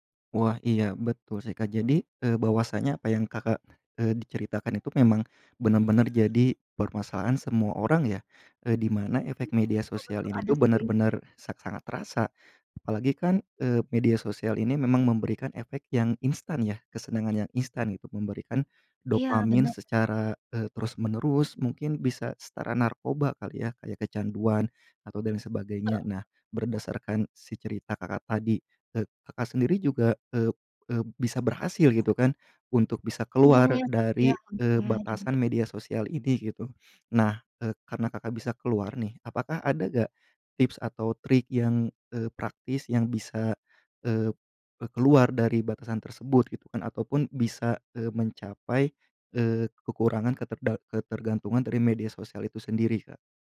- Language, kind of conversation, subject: Indonesian, podcast, Menurutmu, apa batasan wajar dalam menggunakan media sosial?
- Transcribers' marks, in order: baby crying; background speech; unintelligible speech